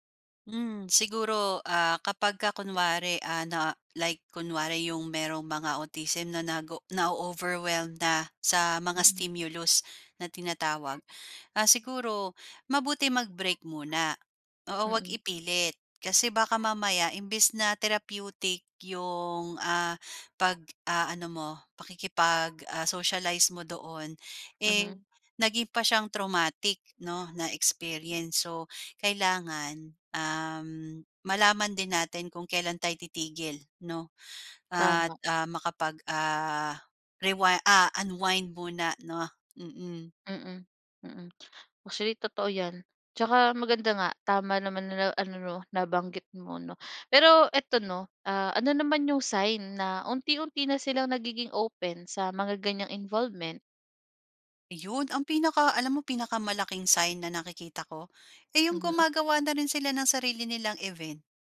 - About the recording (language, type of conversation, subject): Filipino, podcast, Ano ang makakatulong sa isang taong natatakot lumapit sa komunidad?
- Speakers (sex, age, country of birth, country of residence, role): female, 25-29, Philippines, Philippines, host; female, 35-39, Philippines, Philippines, guest
- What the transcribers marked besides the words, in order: in English: "na-o-overwhelmed"; in English: "stimulus"; dog barking; in English: "therapeutic"; in English: "traumatic"; in English: "unwind"